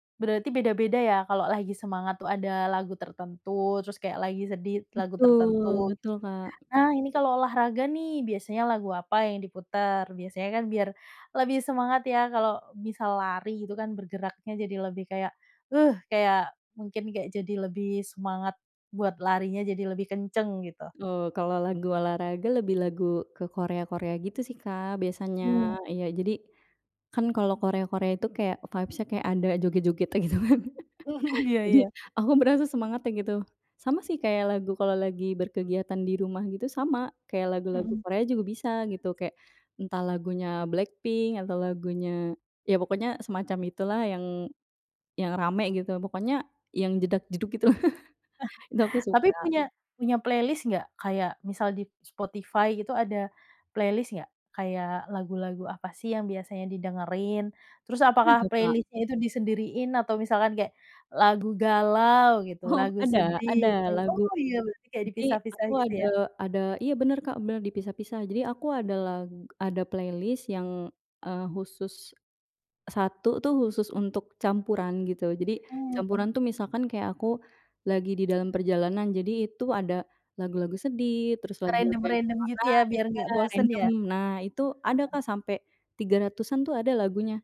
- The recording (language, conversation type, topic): Indonesian, podcast, Musik apa yang belakangan ini paling sering kamu putar?
- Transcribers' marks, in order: other background noise; in English: "vibes-nya"; laughing while speaking: "gitu kan"; laugh; chuckle; laughing while speaking: "gitu"; chuckle; laugh; in English: "playlist"; in English: "playlist"; in English: "playlist-nya"; laughing while speaking: "Oh"; in English: "playlist"; unintelligible speech